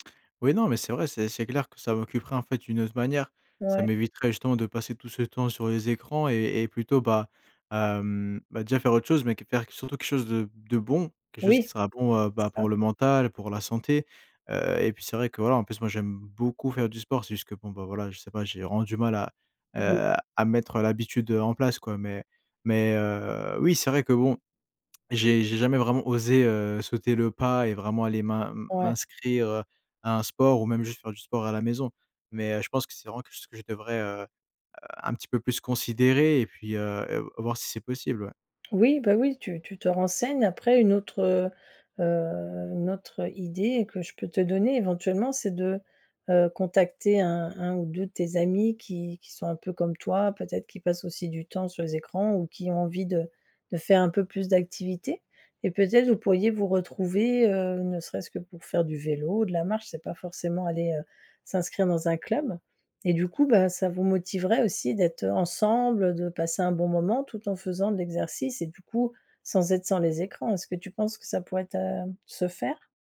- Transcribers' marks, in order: tapping; other background noise
- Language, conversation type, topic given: French, advice, Comment puis-je réussir à déconnecter des écrans en dehors du travail ?